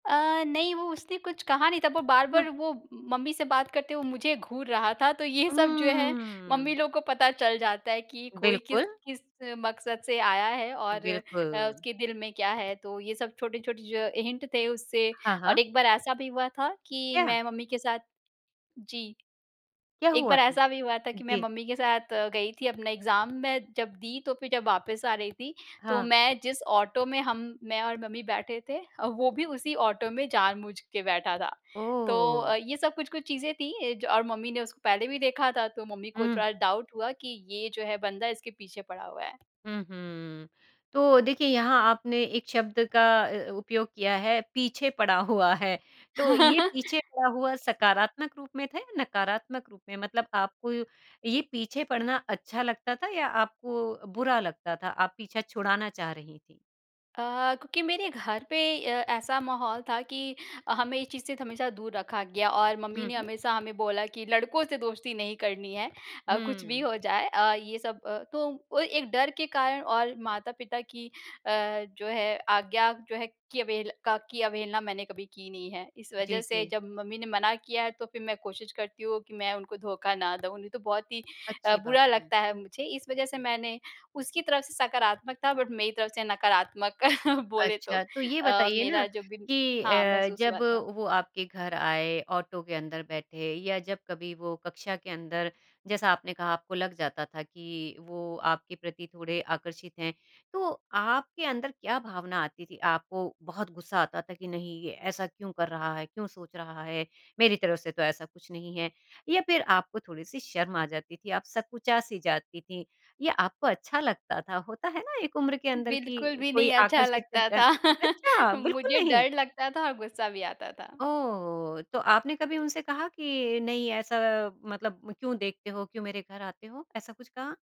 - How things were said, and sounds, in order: tapping; in English: "हिंट"; in English: "एग्ज़ाम"; in English: "डाउट"; laughing while speaking: "हुआ है"; laugh; laughing while speaking: "बोले तो"; laugh
- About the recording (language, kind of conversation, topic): Hindi, podcast, क्या आपको कभी किसी फैसले पर पछतावा हुआ है, और उससे आपने क्या सीखा?
- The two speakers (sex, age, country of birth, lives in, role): female, 35-39, India, India, guest; female, 50-54, India, India, host